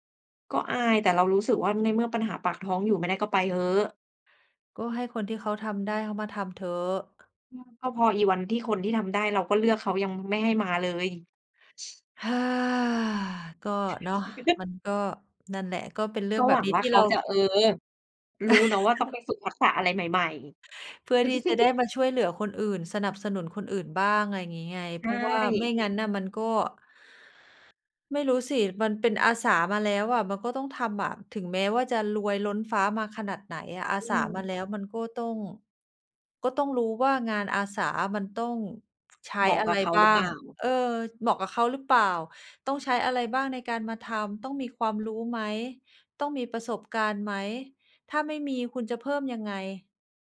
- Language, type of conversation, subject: Thai, unstructured, คุณเริ่มต้นฝึกทักษะใหม่ ๆ อย่างไรเมื่อไม่มีประสบการณ์?
- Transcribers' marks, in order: other noise; sigh; laugh; laugh; laugh